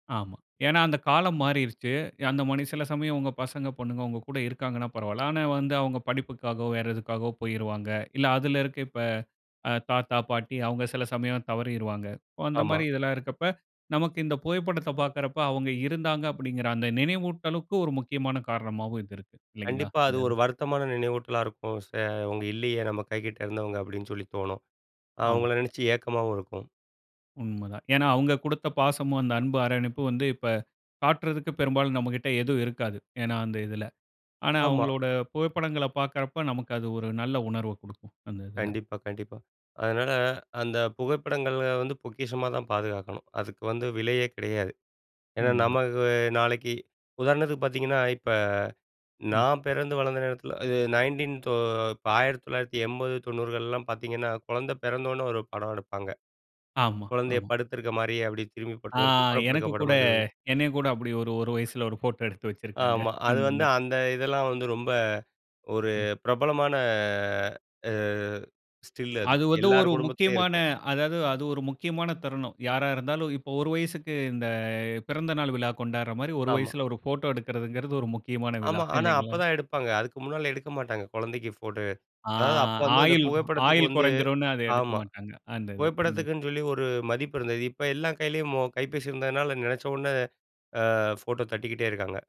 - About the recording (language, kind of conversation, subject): Tamil, podcast, பழைய புகைப்படங்களைப் பார்க்கும்போது நீங்கள் என்ன நினைக்கிறீர்கள்?
- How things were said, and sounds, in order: other background noise; other noise; drawn out: "ஆ"; in English: "ஸ்டில்"